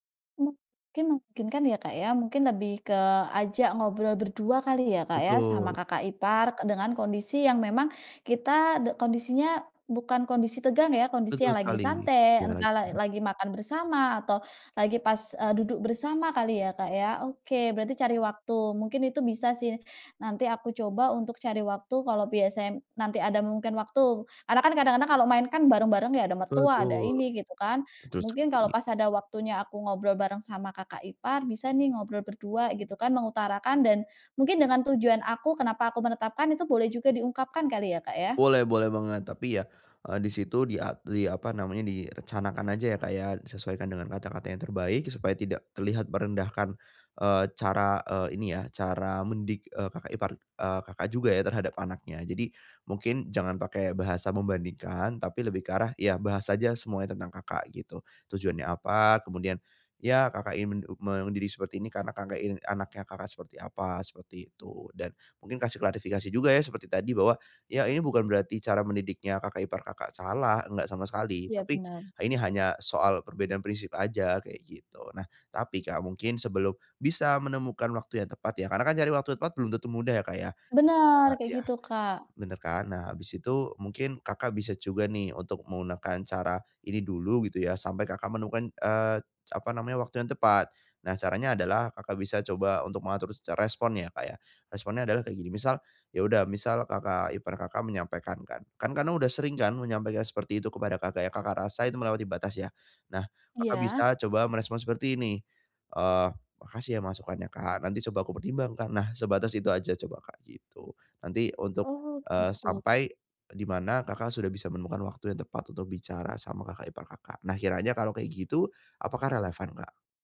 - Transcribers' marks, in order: unintelligible speech; "direncanakan" said as "direcanakan"
- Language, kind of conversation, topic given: Indonesian, advice, Bagaimana cara menetapkan batasan saat keluarga memberi saran?